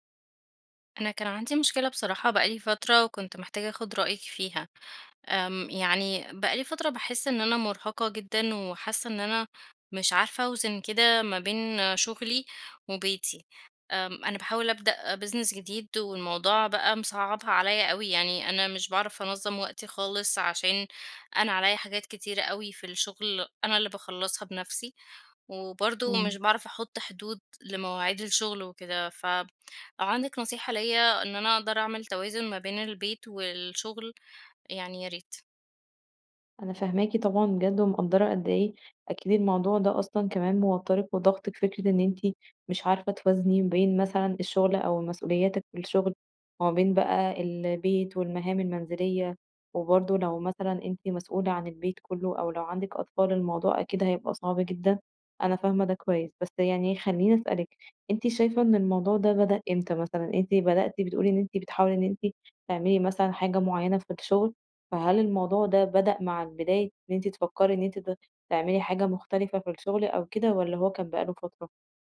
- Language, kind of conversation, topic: Arabic, advice, إزاي بتتعامل مع الإرهاق وعدم التوازن بين الشغل وحياتك وإنت صاحب بيزنس؟
- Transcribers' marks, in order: in English: "business"